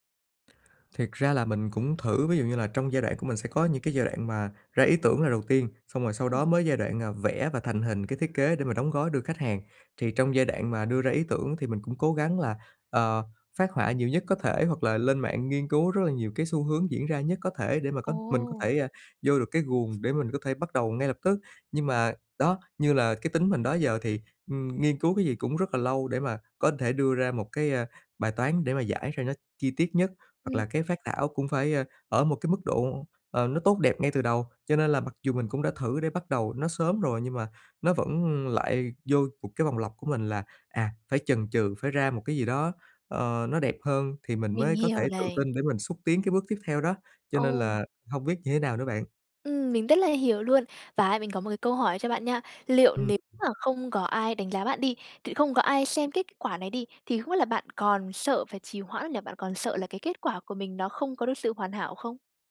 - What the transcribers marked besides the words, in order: other background noise; tapping
- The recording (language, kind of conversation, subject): Vietnamese, advice, Làm thế nào để vượt qua cầu toàn gây trì hoãn và bắt đầu công việc?